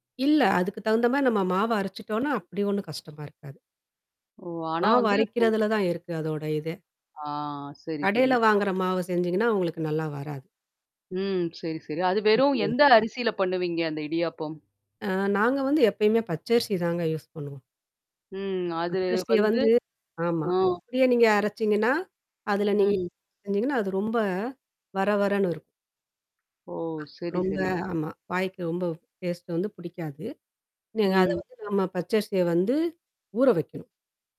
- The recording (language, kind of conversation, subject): Tamil, podcast, உங்கள் பாரம்பரிய உணவுகளில் உங்களுக்குப் பிடித்த ஒரு இதமான உணவைப் பற்றி சொல்ல முடியுமா?
- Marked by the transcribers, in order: distorted speech; in English: "யூஸ்"; drawn out: "அது"; other noise; in English: "டேஸ்ட்டு"